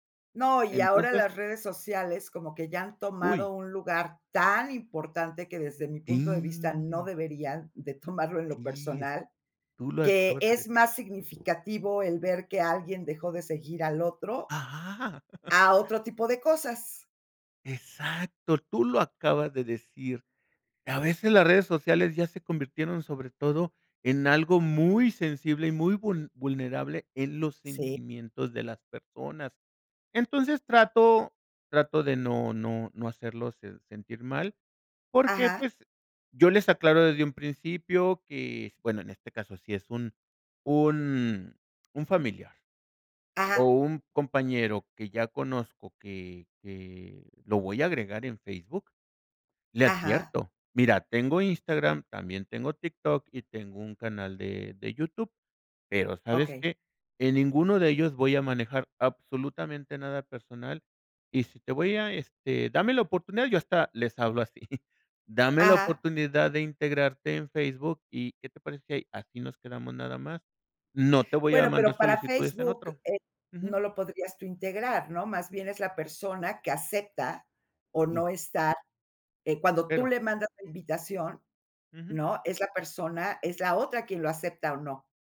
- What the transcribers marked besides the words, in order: chuckle; chuckle; chuckle
- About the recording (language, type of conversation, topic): Spanish, podcast, ¿Cómo decides si seguir a alguien en redes sociales?